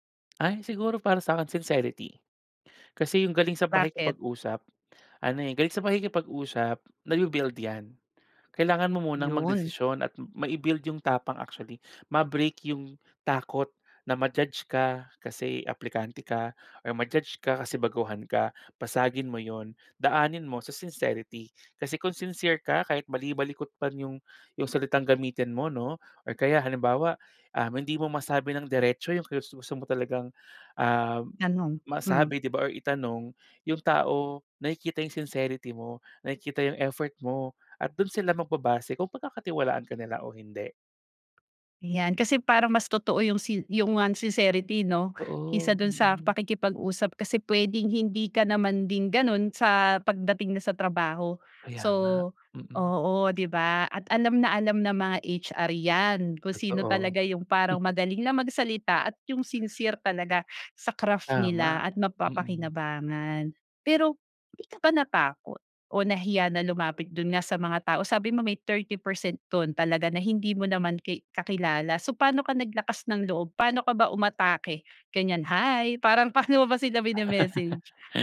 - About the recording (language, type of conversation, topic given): Filipino, podcast, Gaano kahalaga ang pagbuo ng mga koneksyon sa paglipat mo?
- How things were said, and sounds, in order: tapping; in English: "sincerity"; in English: "sincerity"; in English: "sincere"; in English: "sincerity"; in English: "sincerity"; in English: "sincere"; in English: "craft"